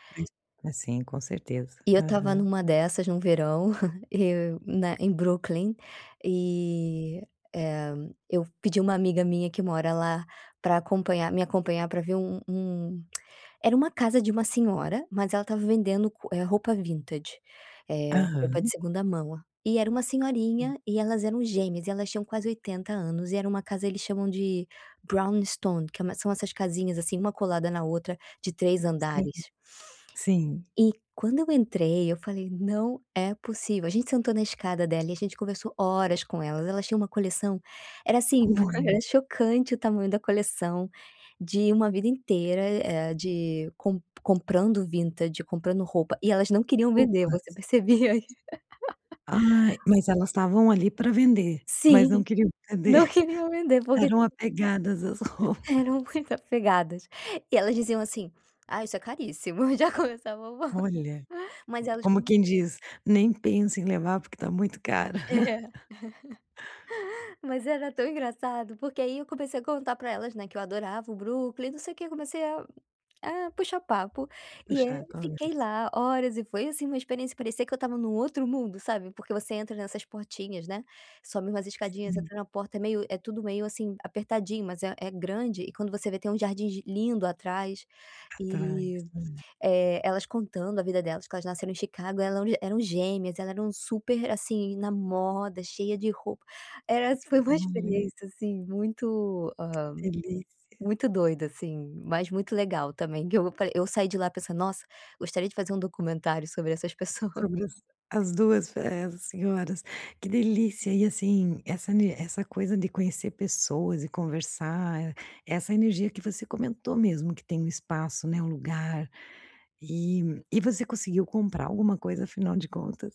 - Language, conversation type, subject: Portuguese, podcast, Qual lugar você sempre volta a visitar e por quê?
- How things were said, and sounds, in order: lip smack; in English: "Brown Stone"; tapping; chuckle; laughing while speaking: "Eram muito apegadas"; chuckle; laugh; laugh; chuckle; chuckle